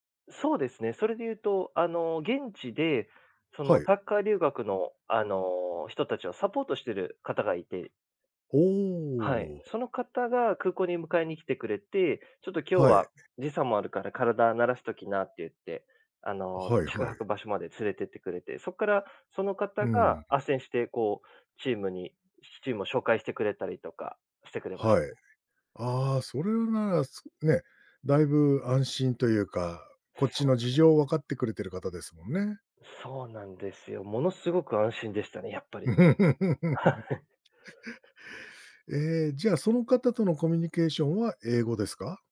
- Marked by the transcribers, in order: other noise; laugh; laughing while speaking: "はい"
- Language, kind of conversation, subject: Japanese, podcast, 言葉が通じない場所で、どのようにコミュニケーションを取りますか？